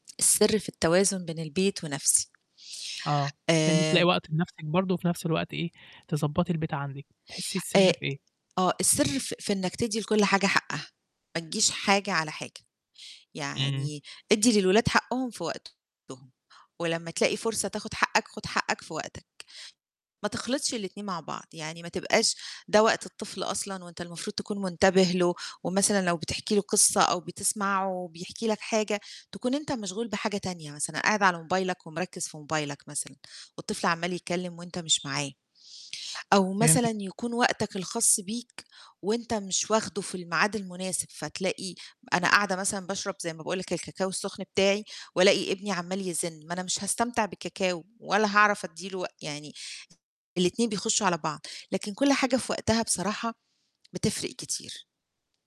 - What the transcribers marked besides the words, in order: tapping; static; distorted speech
- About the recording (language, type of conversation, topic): Arabic, podcast, إزاي بتنظّمي وقتك في البيت لما يبقى عندِك أطفال؟